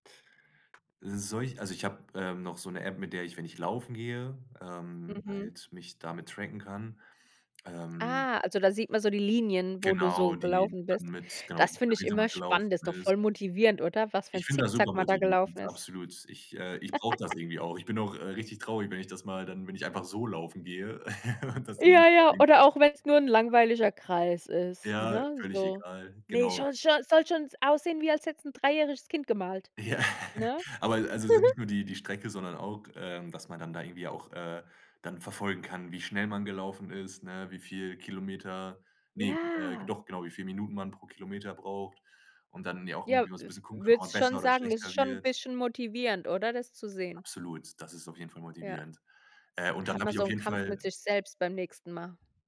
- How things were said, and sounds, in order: other background noise; laugh; laughing while speaking: "Ja, ja"; chuckle; unintelligible speech; joyful: "scho scho"; laughing while speaking: "Ja"; giggle; drawn out: "Ja"
- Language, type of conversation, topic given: German, podcast, Wie gehst du mit ständigen Smartphone-Ablenkungen um?